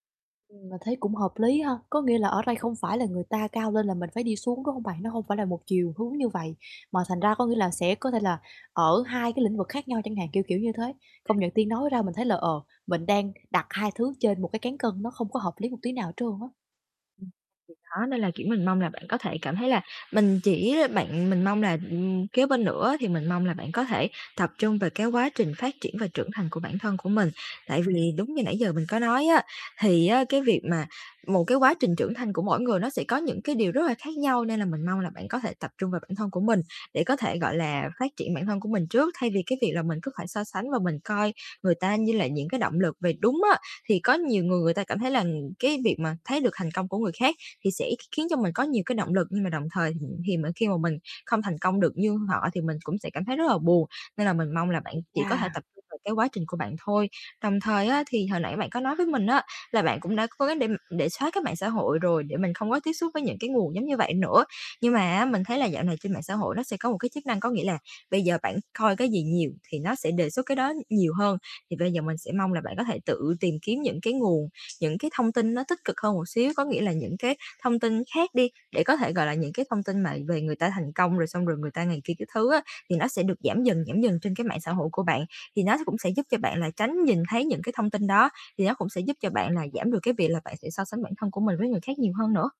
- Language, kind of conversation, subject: Vietnamese, advice, Làm sao để giữ tự tin khi bạn luôn so sánh bản thân với người khác?
- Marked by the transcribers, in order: unintelligible speech; static; mechanical hum; distorted speech; tapping